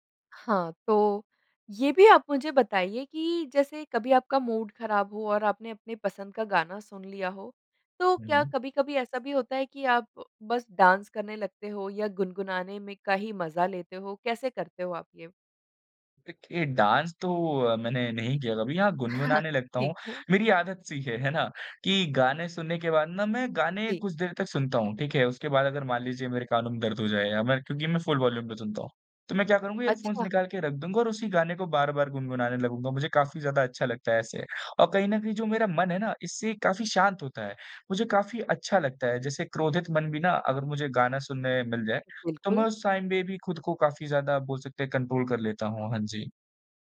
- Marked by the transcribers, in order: in English: "मूड"; in English: "डांस"; chuckle; laughing while speaking: "है ना?"; in English: "फ़ुल वॉल्यूम"; in English: "हेडफ़ोन्स"; in English: "टाइम"; in English: "कंट्रोल"
- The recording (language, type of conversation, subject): Hindi, podcast, मूड ठीक करने के लिए आप क्या सुनते हैं?